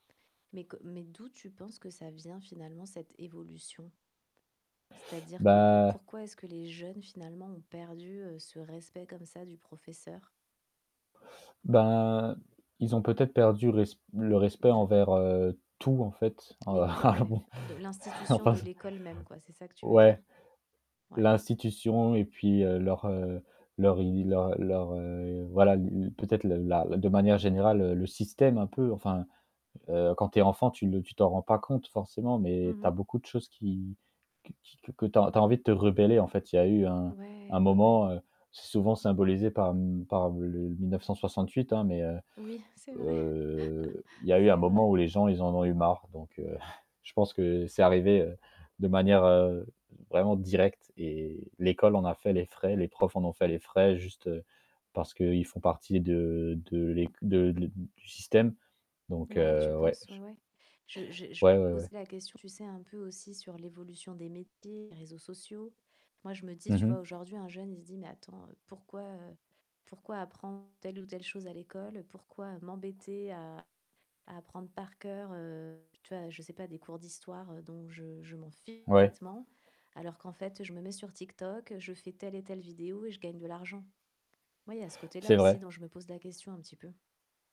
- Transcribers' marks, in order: static; stressed: "tout"; laughing while speaking: "alors, bon. Enfin, c"; chuckle; chuckle; distorted speech
- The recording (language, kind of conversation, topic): French, podcast, En quoi les valeurs liées à l’école et à l’éducation diffèrent-elles entre les parents et les enfants ?